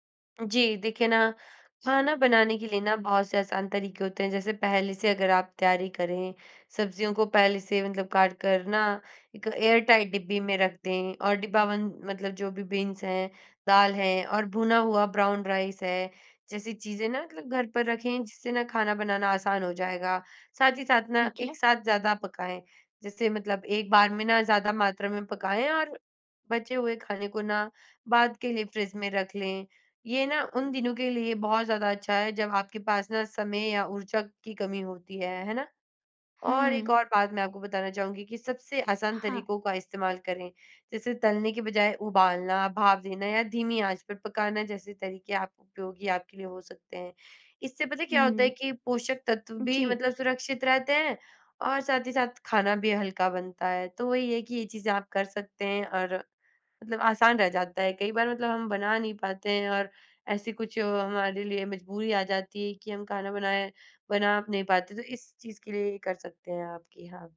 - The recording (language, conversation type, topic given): Hindi, podcast, घर में पौष्टिक खाना बनाना आसान कैसे किया जा सकता है?
- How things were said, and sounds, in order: in English: "एयर-टाइट"; in English: "बीन्स"